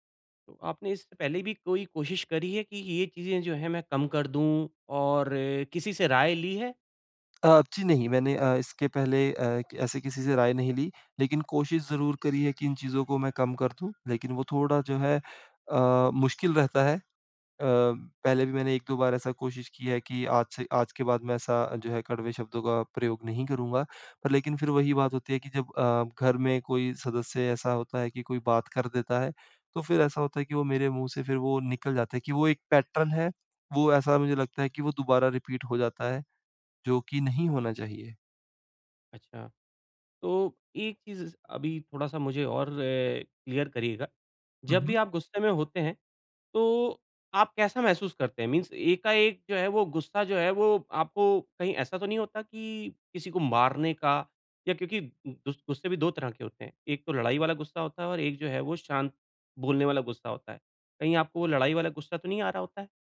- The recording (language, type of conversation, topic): Hindi, advice, मैं गुस्से में बार-बार कठोर शब्द क्यों बोल देता/देती हूँ?
- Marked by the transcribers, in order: other background noise; in English: "पैटर्न"; in English: "रिपीट"; in English: "क्लियर"; in English: "मीन्स"